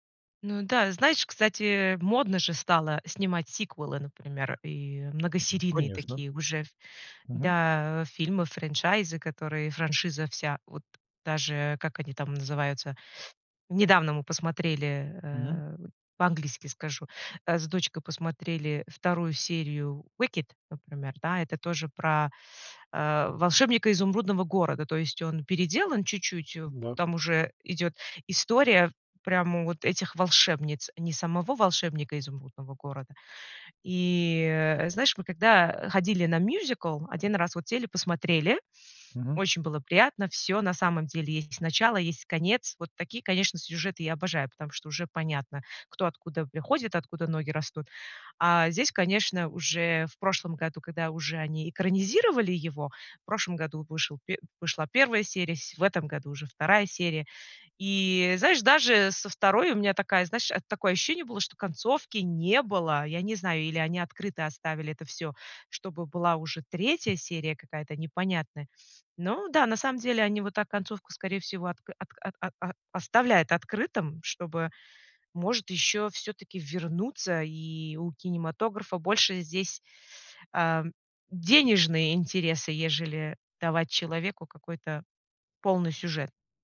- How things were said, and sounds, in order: tapping; in English: "Wicked"
- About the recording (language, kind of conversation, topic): Russian, podcast, Почему концовки заставляют нас спорить часами?